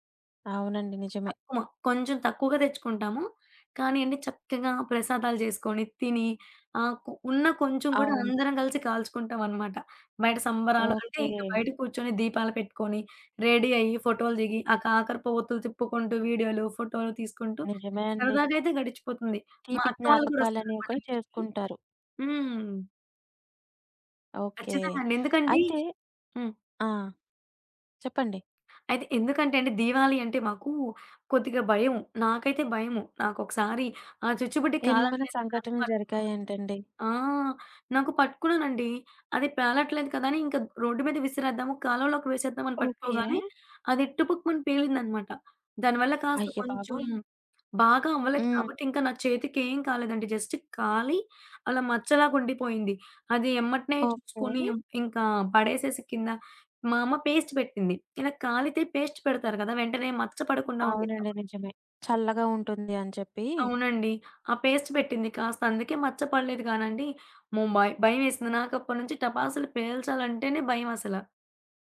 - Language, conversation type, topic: Telugu, podcast, పండుగ రోజు మీరు అందరితో కలిసి గడిపిన ఒక రోజు గురించి చెప్పగలరా?
- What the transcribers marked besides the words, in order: other background noise; in English: "రెడీ"; tapping; in English: "జస్ట్"; in English: "పేస్ట్"; in English: "పేస్ట్"; in English: "పేస్ట్"